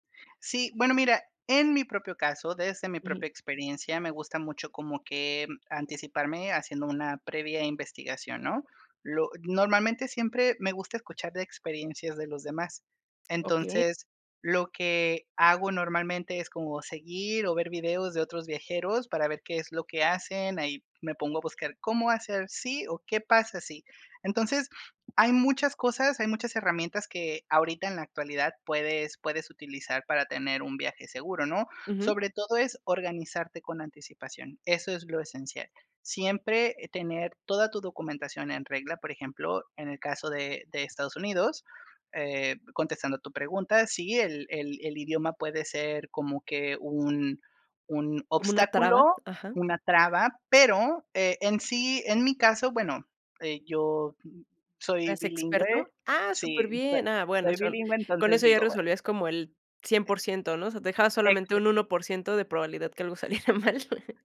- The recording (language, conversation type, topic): Spanish, podcast, ¿Qué consejo le darías a alguien que duda en viajar solo?
- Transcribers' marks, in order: tapping; sniff; laughing while speaking: "saliera mal"; chuckle